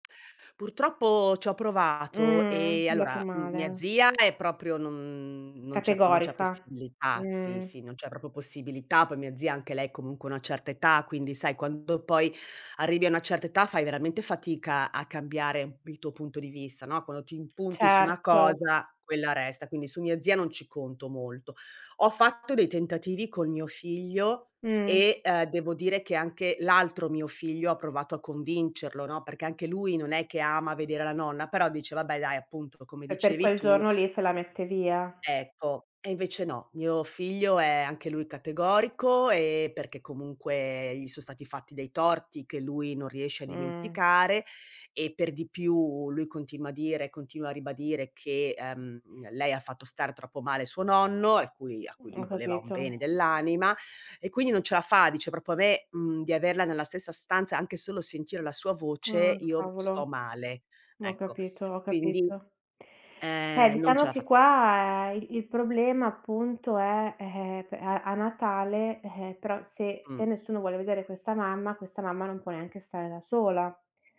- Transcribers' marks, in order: other background noise; tsk
- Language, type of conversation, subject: Italian, advice, Come posso gestire i conflitti durante le feste legati alla scelta del programma e alle tradizioni familiari?